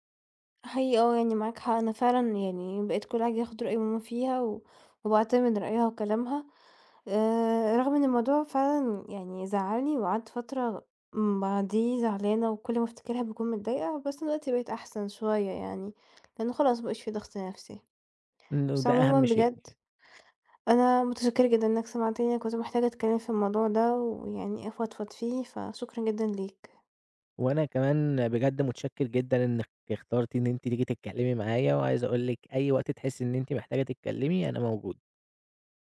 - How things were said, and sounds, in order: unintelligible speech
- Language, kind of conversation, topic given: Arabic, advice, ليه بقبل أدخل في علاقات مُتعبة تاني وتالت؟